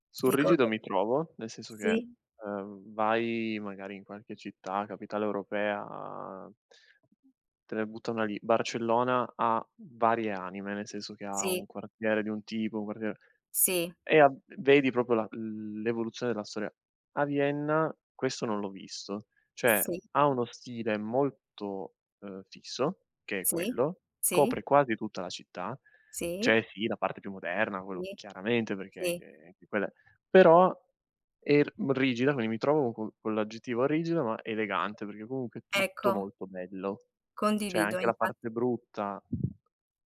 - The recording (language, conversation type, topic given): Italian, unstructured, Qual è il posto che vorresti visitare almeno una volta nella vita?
- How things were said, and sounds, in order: tapping; drawn out: "europea"; "proprio" said as "propio"; other background noise; "Cioè" said as "ceh"